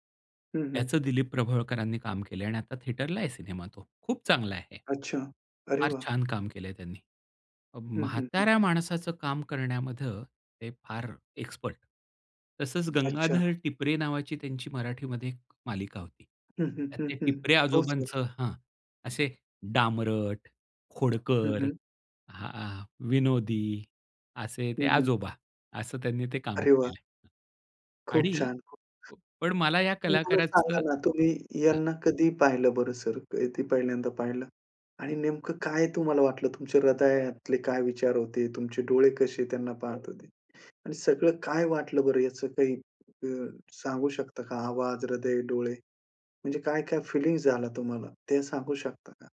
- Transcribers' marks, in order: in English: "थिएटरला"; tapping; other background noise
- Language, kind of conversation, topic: Marathi, podcast, आवडत्या कलाकाराला प्रत्यक्ष पाहिल्यावर तुम्हाला कसं वाटलं?